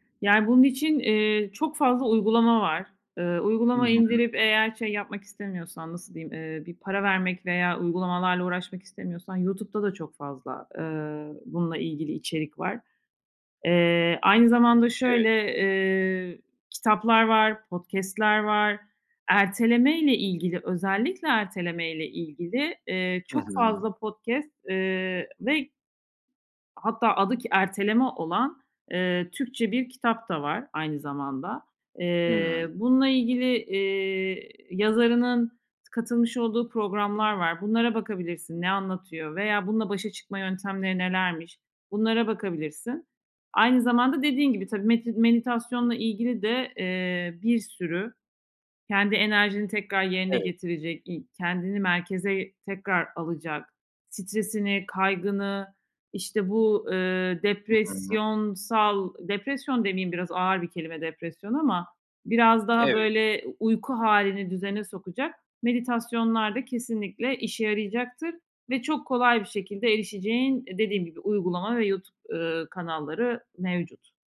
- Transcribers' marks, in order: other background noise; unintelligible speech; "meditasyonla" said as "menitasyonla"
- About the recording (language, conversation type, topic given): Turkish, advice, Sürekli erteleme yüzünden hedeflerime neden ulaşamıyorum?
- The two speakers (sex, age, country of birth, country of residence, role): female, 40-44, Turkey, Hungary, advisor; male, 20-24, Turkey, Poland, user